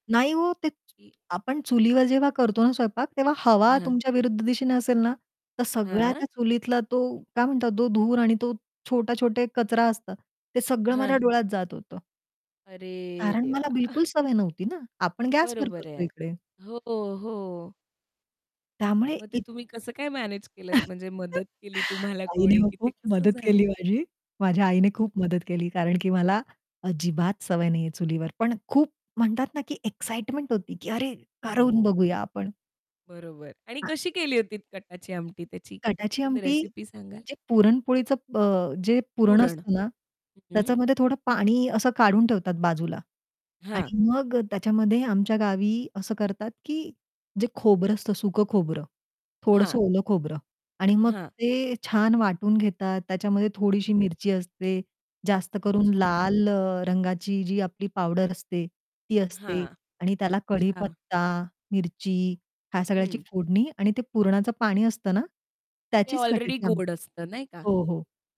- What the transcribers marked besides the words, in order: static; distorted speech; chuckle; chuckle; other noise; in English: "एक्साइटमेंट"; anticipating: "अरे! करून बघूया आपण"; unintelligible speech; other background noise
- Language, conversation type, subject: Marathi, podcast, तुम्ही एखाद्या स्थानिक उत्सवात सहभागी झाला असाल, तर तुम्हाला सर्वात जास्त काय लक्षात राहिले?